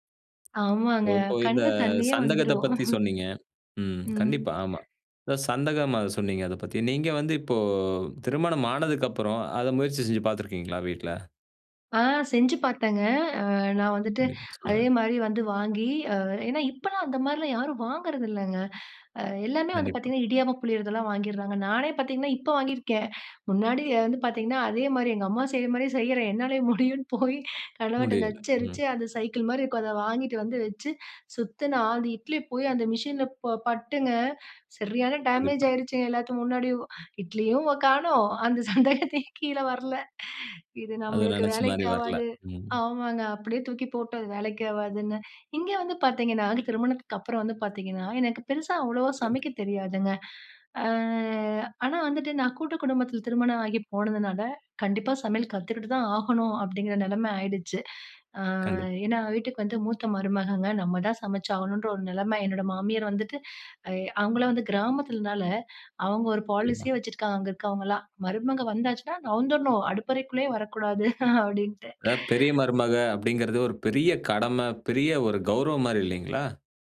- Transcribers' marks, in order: other background noise; laughing while speaking: "என்னாலே முடியுன்னு போயி கணவர்ட்ட நச்சரிச்சு … சந்தேகத்தையும் கீழ வரல"; unintelligible speech; drawn out: "அ"; in English: "பாலிசியே"; chuckle
- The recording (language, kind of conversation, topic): Tamil, podcast, ஒரு குடும்பம் சார்ந்த ருசியான சமையல் நினைவு அல்லது கதையைப் பகிர்ந்து சொல்ல முடியுமா?